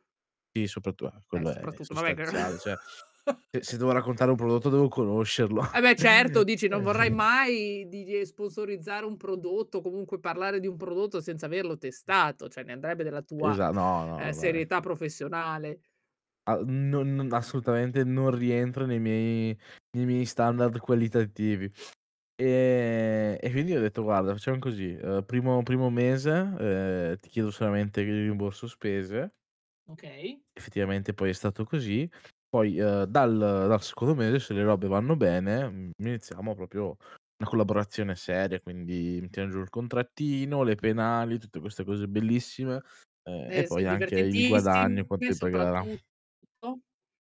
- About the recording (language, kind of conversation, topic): Italian, podcast, Quale esperienza creativa ti ha fatto crescere di più?
- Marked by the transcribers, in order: "Cioè" said as "ceh"; other background noise; chuckle; tapping; chuckle; unintelligible speech; "cioè" said as "ceh"; "il" said as "ghi"; distorted speech; "proprio" said as "propio"